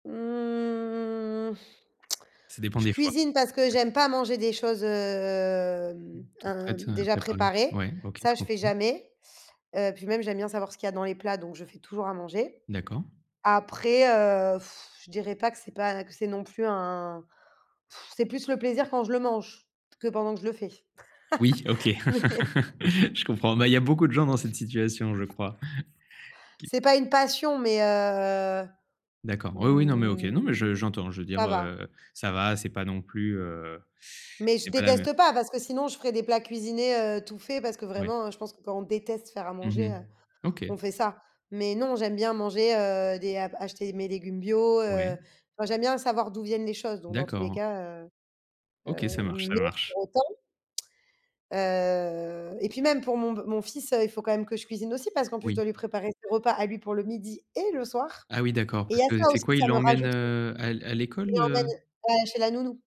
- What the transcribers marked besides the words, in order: drawn out: "Mmh"; tsk; blowing; blowing; chuckle; laugh; laughing while speaking: "Non mais"; tapping; other background noise; drawn out: "heu, mmh"; stressed: "pas"; stressed: "déteste"
- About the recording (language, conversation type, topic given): French, advice, Comment préparer des repas rapides et sains pour la semaine quand on a peu de temps ?